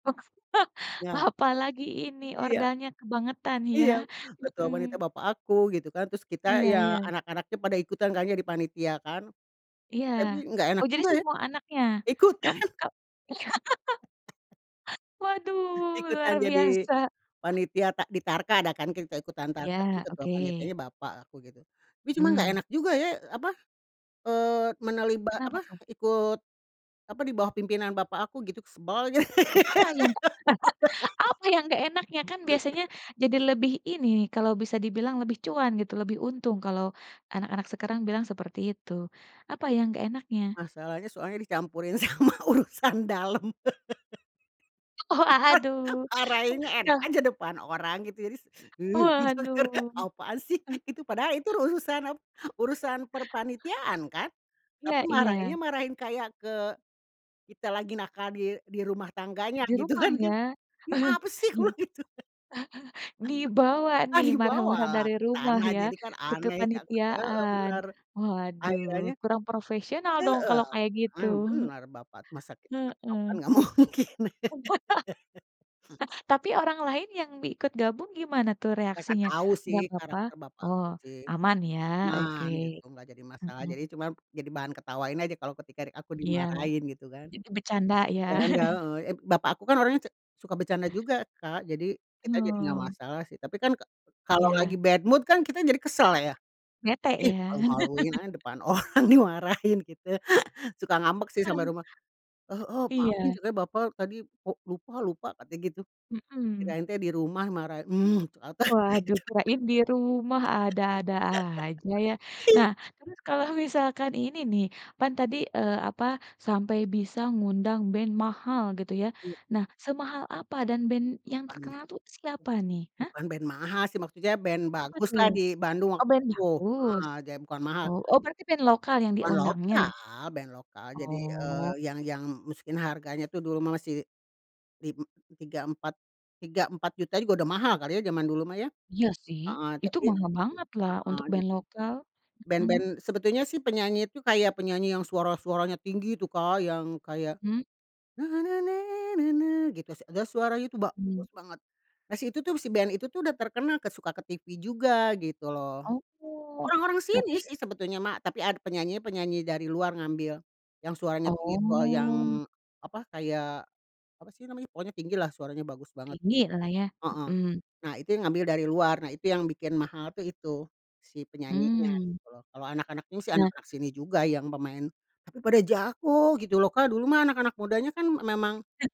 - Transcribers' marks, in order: laugh; laughing while speaking: "ikutan"; other noise; laugh; other background noise; tapping; laugh; laughing while speaking: "sama urusan dalam"; laugh; chuckle; laughing while speaking: "didenger"; laughing while speaking: "gitu kan"; chuckle; laughing while speaking: "Iya"; chuckle; laughing while speaking: "kubilang gitu kan"; laugh; unintelligible speech; laugh; laughing while speaking: "nggak mungkin"; laugh; chuckle; in English: "bad mood"; chuckle; laughing while speaking: "orang"; chuckle; laughing while speaking: "ternyata dia gitu"; laugh; singing: "na, na, na, na, na"
- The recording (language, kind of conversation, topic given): Indonesian, podcast, Apa kegiatan lintas generasi yang bagus untuk mengurangi kesepian?